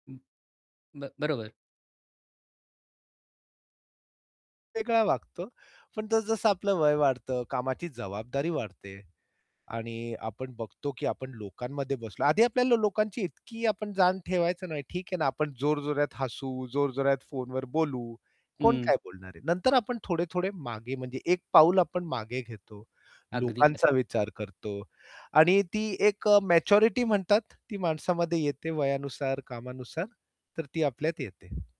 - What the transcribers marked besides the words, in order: other background noise; static
- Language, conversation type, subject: Marathi, podcast, नोकरी बदलताना कंपनीची संस्कृती कशी तपासावी?